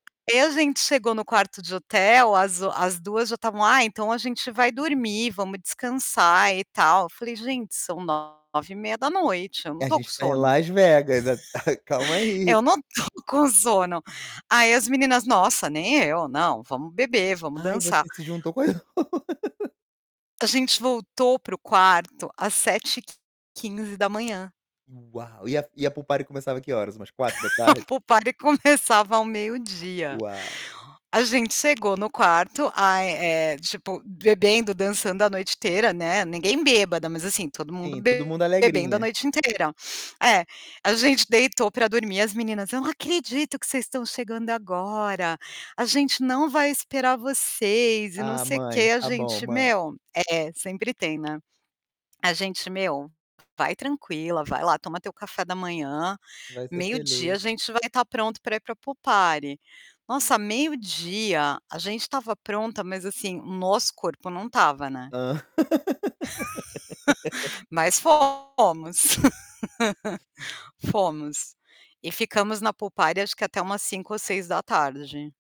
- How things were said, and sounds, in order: tapping; distorted speech; chuckle; laughing while speaking: "tô"; laugh; in English: "pool party"; static; other background noise; chuckle; in English: "pool party"; in English: "pool party"; laugh; in English: "pool party"
- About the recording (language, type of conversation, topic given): Portuguese, podcast, Como você equilibra o tempo sozinho com o tempo social?